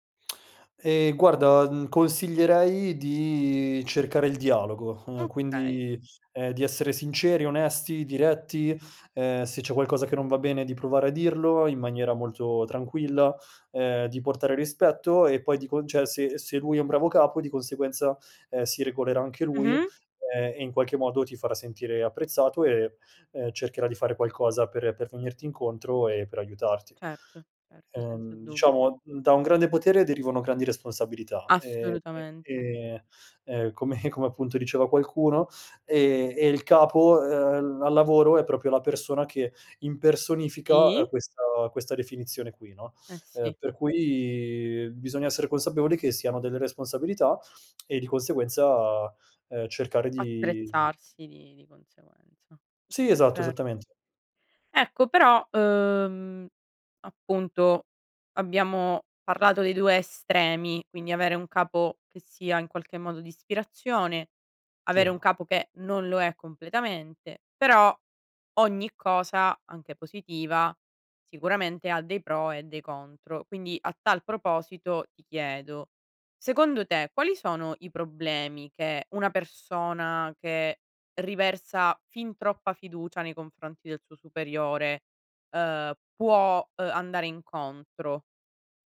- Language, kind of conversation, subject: Italian, podcast, Hai un capo che ti fa sentire invincibile?
- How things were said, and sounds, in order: chuckle; lip smack; other background noise